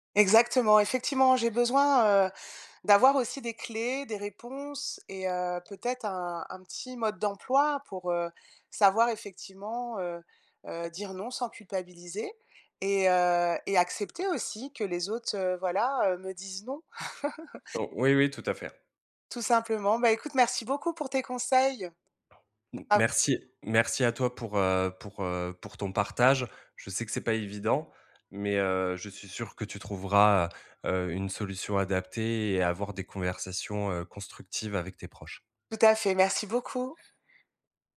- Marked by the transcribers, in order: laugh; tapping; unintelligible speech
- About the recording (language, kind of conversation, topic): French, advice, Pourquoi ai-je du mal à dire non aux demandes des autres ?